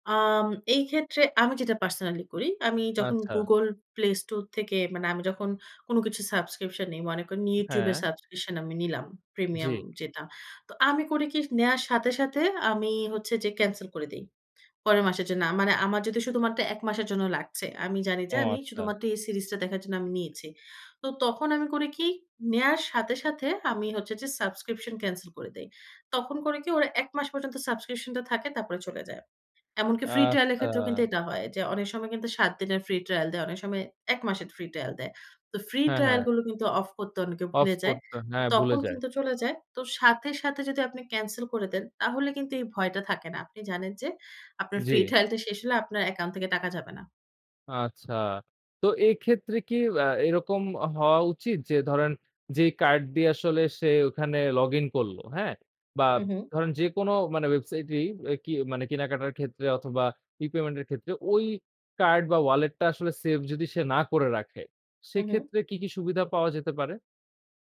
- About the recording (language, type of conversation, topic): Bengali, podcast, ই-পেমেন্ট ব্যবহার করার সময় আপনার মতে সবচেয়ে বড় সতর্কতা কী?
- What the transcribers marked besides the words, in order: chuckle; in English: "রিপেমেন্ট"